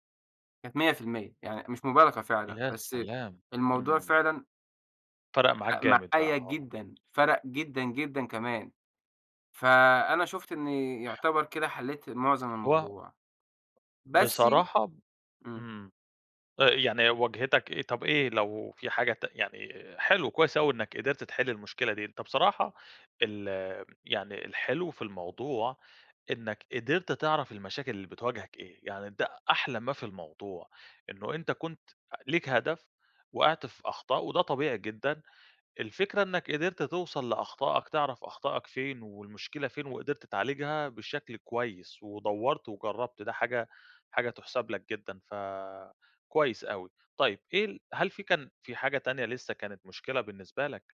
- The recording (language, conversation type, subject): Arabic, podcast, إيه أكتر الأخطاء اللي الناس بتقع فيها وهي بتتعلم مهارة جديدة؟
- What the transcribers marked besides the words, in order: tapping